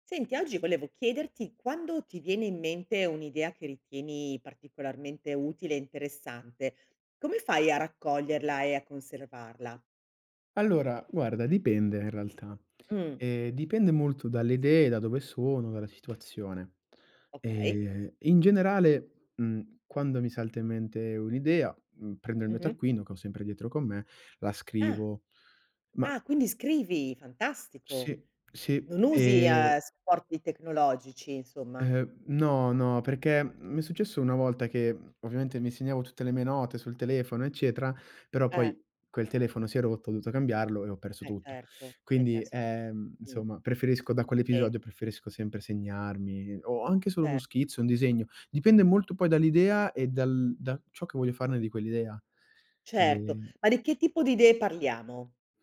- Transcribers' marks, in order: other background noise
- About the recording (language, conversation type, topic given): Italian, podcast, Come raccogli e conservi le idee che ti vengono in mente?